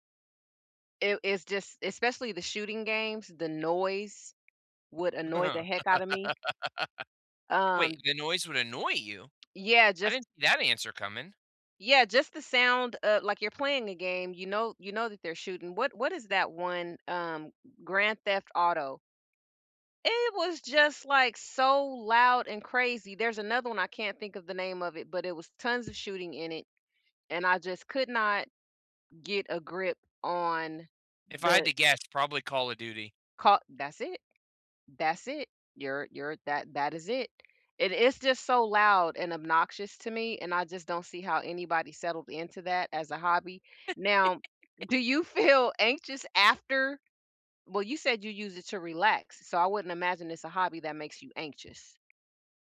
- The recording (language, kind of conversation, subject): English, unstructured, What hobby would help me smile more often?
- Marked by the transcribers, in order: tapping; laugh; other background noise; laugh; laughing while speaking: "feel"